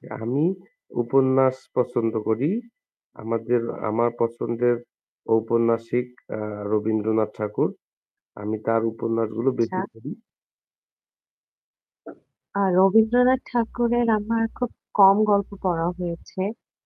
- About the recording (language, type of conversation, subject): Bengali, unstructured, আপনি কোন ধরনের বই পড়তে সবচেয়ে বেশি পছন্দ করেন?
- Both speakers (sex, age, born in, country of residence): female, 20-24, Bangladesh, Bangladesh; male, 30-34, Bangladesh, Bangladesh
- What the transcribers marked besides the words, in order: static; other background noise